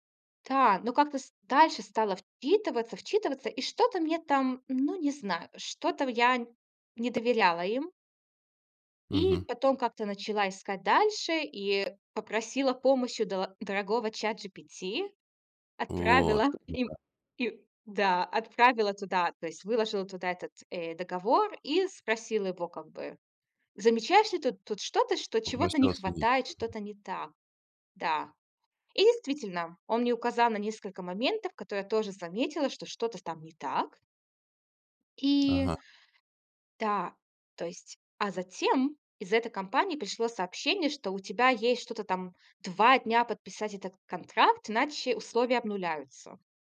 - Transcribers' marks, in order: tapping
- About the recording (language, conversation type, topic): Russian, podcast, Как ты проверяешь новости в интернете и где ищешь правду?